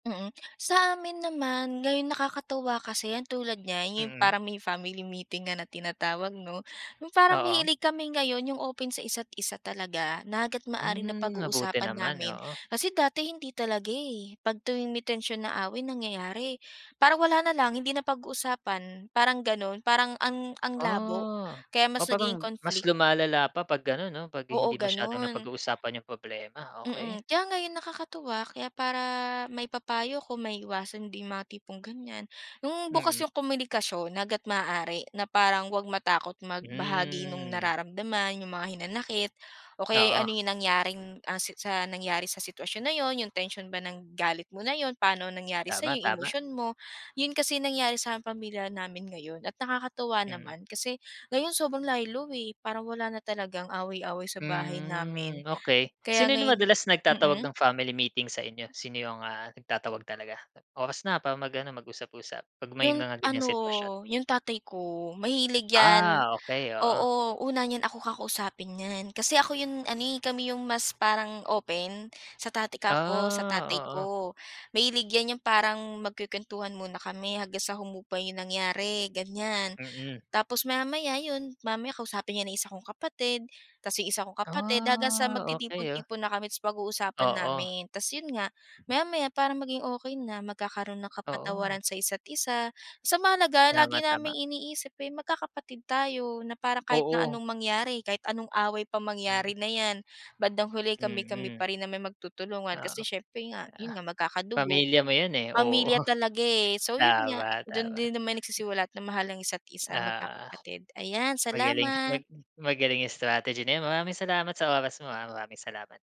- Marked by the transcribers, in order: drawn out: "Hmm"; other background noise; drawn out: "Ah"; wind; laughing while speaking: "Oo"
- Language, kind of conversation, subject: Filipino, podcast, Paano ninyo hinaharap ang mga away sa bahay?